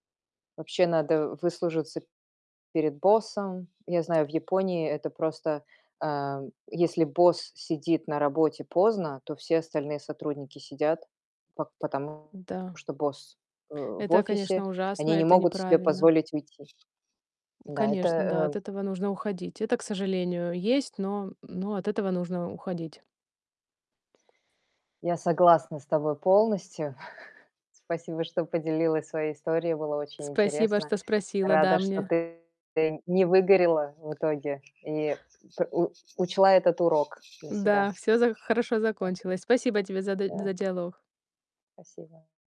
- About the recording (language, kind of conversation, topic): Russian, podcast, Как справляться с профессиональным выгоранием?
- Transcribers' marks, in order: other background noise; tapping; distorted speech; chuckle